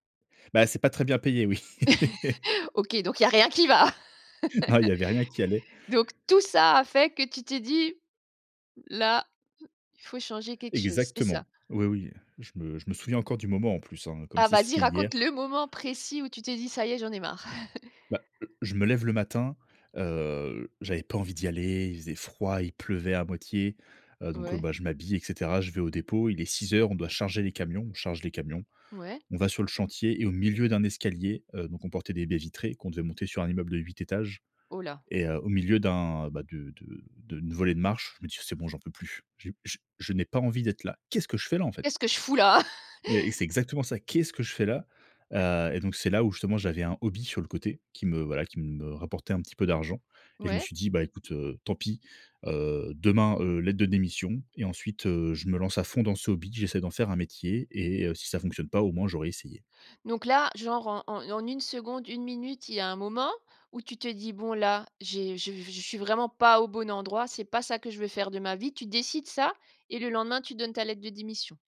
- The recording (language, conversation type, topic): French, podcast, Qu’est-ce qui t’a poussé à changer de carrière ?
- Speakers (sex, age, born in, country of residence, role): female, 45-49, France, France, host; male, 30-34, France, France, guest
- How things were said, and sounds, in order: chuckle; laugh; chuckle; chuckle